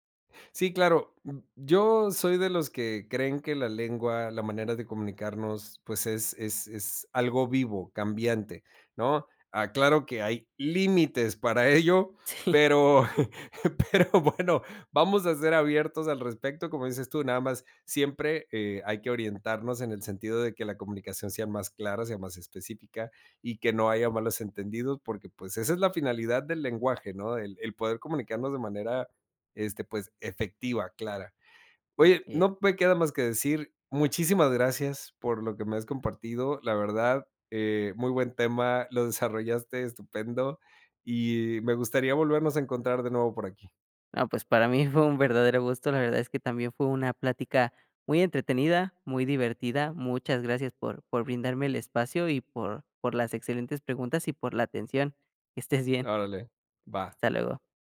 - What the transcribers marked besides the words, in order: other background noise; laughing while speaking: "pero pero bueno"; laughing while speaking: "Sí"
- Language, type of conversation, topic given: Spanish, podcast, ¿Prefieres comunicarte por llamada, mensaje o nota de voz?